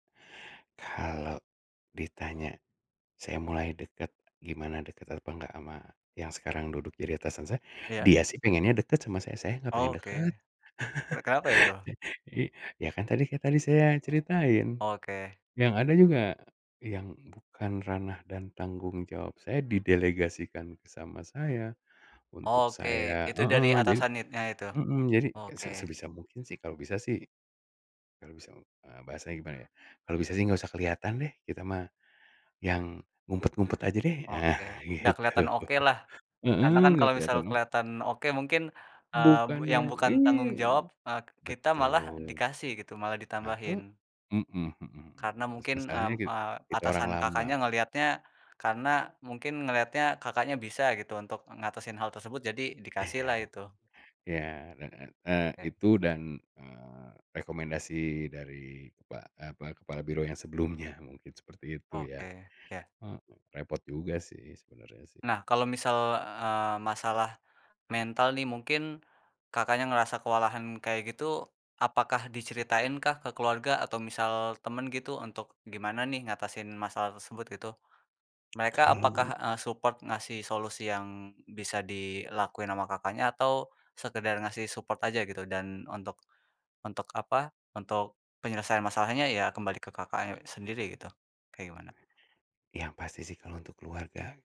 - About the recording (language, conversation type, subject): Indonesian, podcast, Bagaimana kamu menjaga kesehatan mental saat masalah datang?
- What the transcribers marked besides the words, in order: chuckle; tapping; chuckle; in English: "support"; in English: "support"